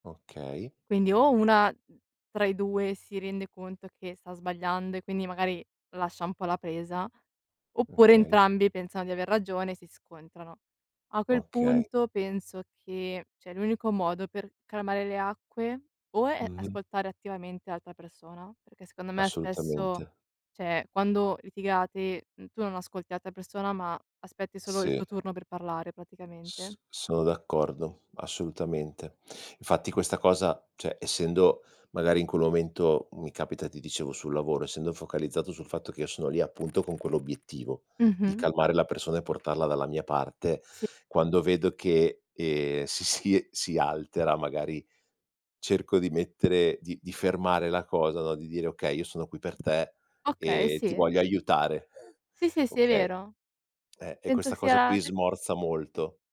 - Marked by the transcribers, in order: "cioè" said as "ceh"; "cioè" said as "ceh"; "cioè" said as "ceh"; other noise
- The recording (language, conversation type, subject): Italian, unstructured, Come si può mantenere la calma durante una discussione accesa?